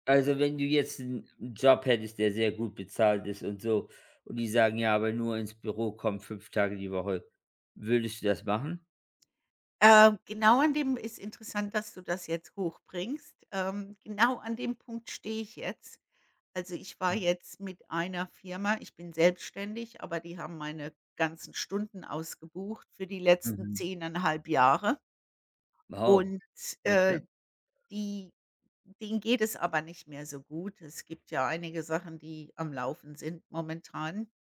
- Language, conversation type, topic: German, unstructured, Was gibt dir das Gefühl, wirklich du selbst zu sein?
- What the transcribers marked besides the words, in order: unintelligible speech